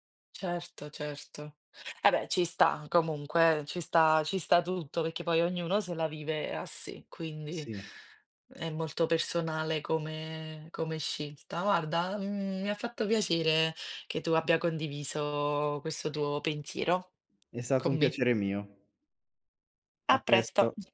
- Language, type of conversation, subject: Italian, podcast, Che cosa pesa di più quando devi scegliere tra lavoro e famiglia?
- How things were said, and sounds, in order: other noise